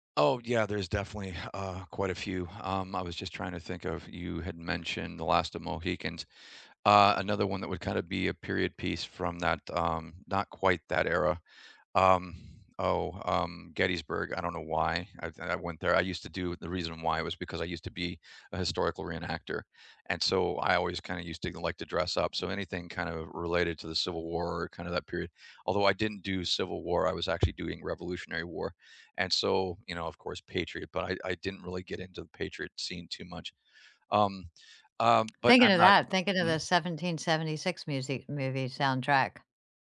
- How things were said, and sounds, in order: none
- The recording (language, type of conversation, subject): English, unstructured, Which movie soundtracks have unexpectedly become the background music of your life?